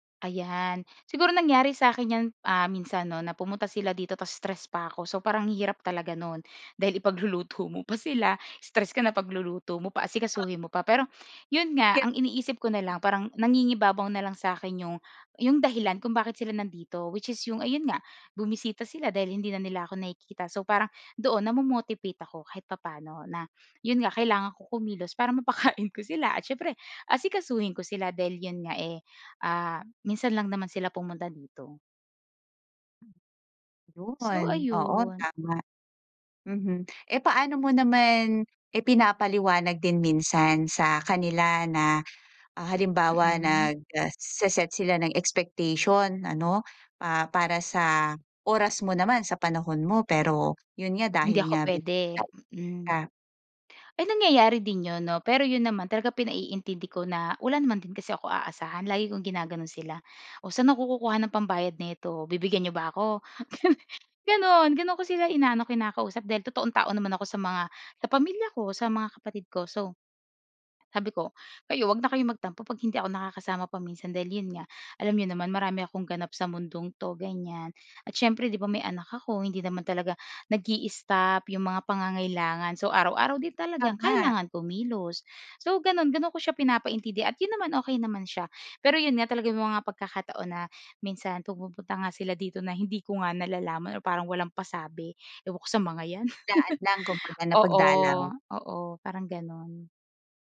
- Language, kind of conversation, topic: Filipino, podcast, Paano mo pinapawi ang stress sa loob ng bahay?
- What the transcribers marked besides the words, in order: laughing while speaking: "ipagluluto mo pa"; other background noise; unintelligible speech; laughing while speaking: "mapakain"; in English: "expectation"; laughing while speaking: "Gan"; chuckle